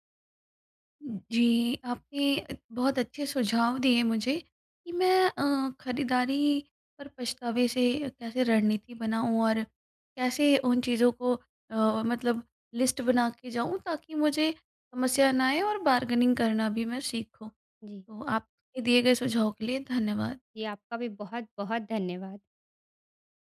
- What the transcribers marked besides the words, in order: in English: "बार्गेनिंग"
- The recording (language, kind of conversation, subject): Hindi, advice, खरीदारी के बाद पछतावे से बचने और सही फैशन विकल्प चुनने की रणनीति